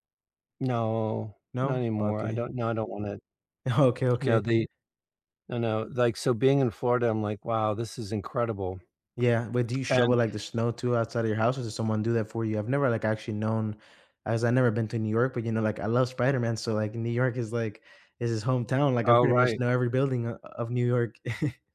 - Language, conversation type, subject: English, unstructured, What simple weekend plans have you been enjoying lately, and what makes them feel restful or meaningful?
- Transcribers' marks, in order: laughing while speaking: "Okay"; other background noise; chuckle